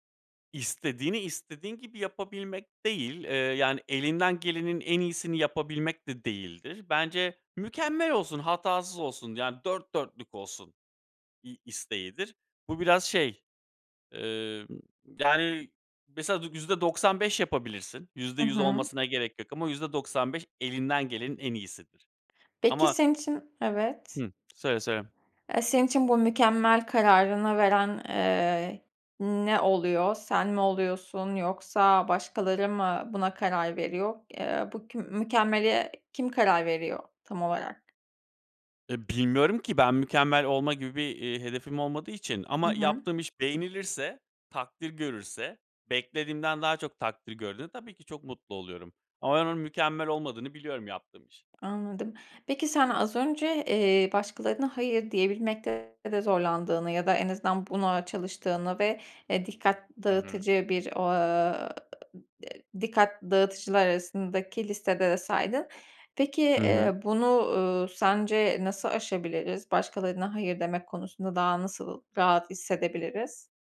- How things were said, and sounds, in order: tapping; other background noise
- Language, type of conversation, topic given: Turkish, podcast, Gelen bilgi akışı çok yoğunken odaklanmanı nasıl koruyorsun?